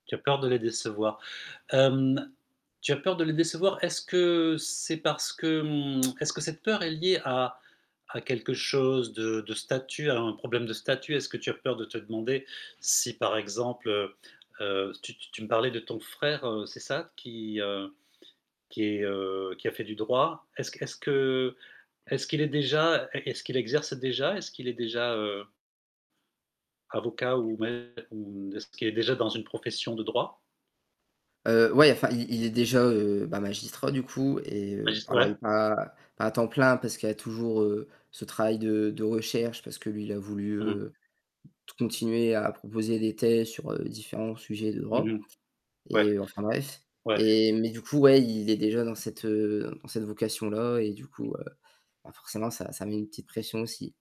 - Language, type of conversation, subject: French, advice, Comment vivez-vous la pression de réussir professionnellement par rapport à vos pairs ?
- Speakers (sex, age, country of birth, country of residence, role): male, 18-19, France, France, user; male, 55-59, France, Spain, advisor
- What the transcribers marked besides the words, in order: static; tsk; tapping; other background noise; distorted speech; mechanical hum